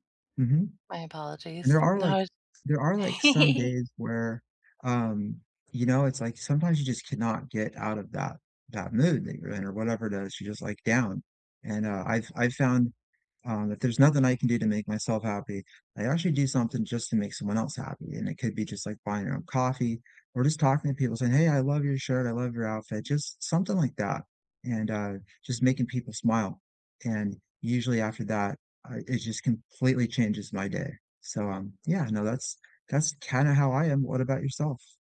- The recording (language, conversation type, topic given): English, unstructured, What small daily habits brighten your mood, and how can we share and support them together?
- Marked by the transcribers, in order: giggle; other background noise